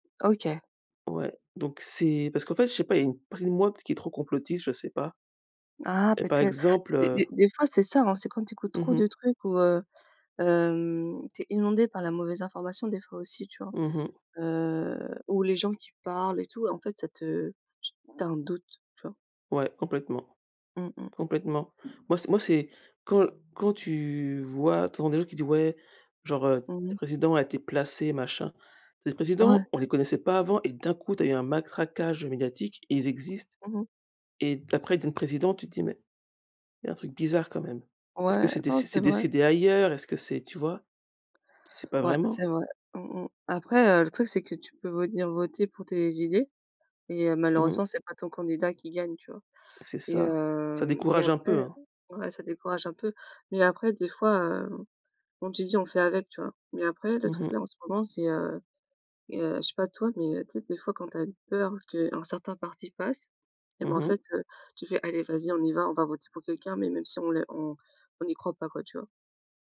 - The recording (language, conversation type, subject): French, unstructured, Que penses-tu de l’importance de voter aux élections ?
- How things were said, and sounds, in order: tapping; other background noise